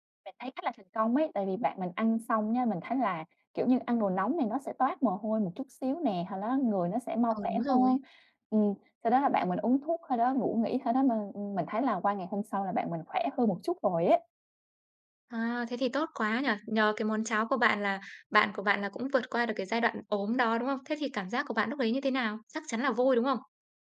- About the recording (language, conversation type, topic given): Vietnamese, podcast, Bạn có thể kể về một kỷ niệm ẩm thực khiến bạn nhớ mãi không?
- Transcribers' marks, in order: tapping; other background noise